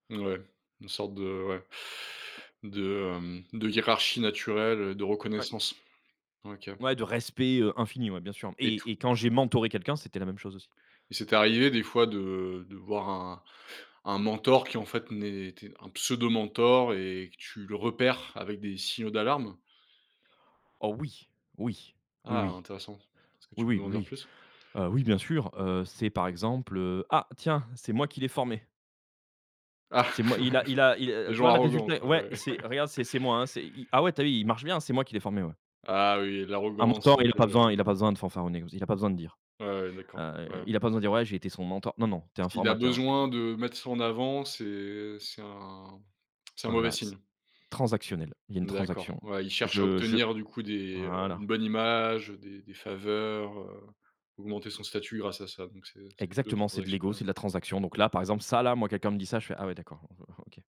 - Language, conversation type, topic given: French, podcast, Quelle qualité recherches-tu chez un bon mentor ?
- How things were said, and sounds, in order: tapping; stressed: "pseudo"; laughing while speaking: "Ah"; chuckle; laughing while speaking: "ouais"; laugh